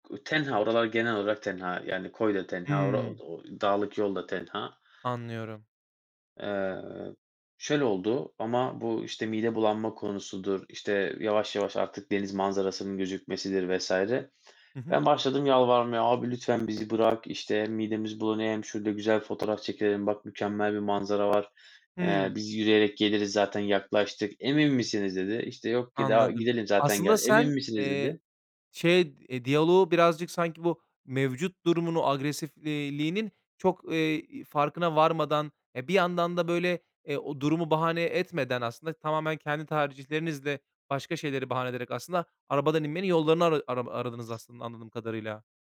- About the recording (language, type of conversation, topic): Turkish, podcast, Yolda başına gelen en komik aksilik neydi?
- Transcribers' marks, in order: other background noise